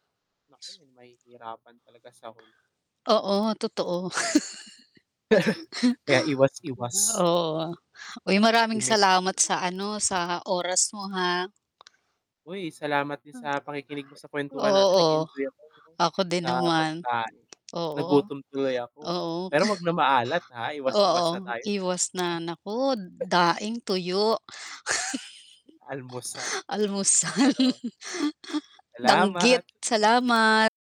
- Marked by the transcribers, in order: shush; static; chuckle; background speech; laugh; distorted speech; tapping; chuckle; other background noise; laugh; laughing while speaking: "Almusal"; chuckle
- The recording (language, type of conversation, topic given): Filipino, unstructured, Ano ang pakiramdam mo kapag kumakain ka ng mga pagkaing sobrang maalat?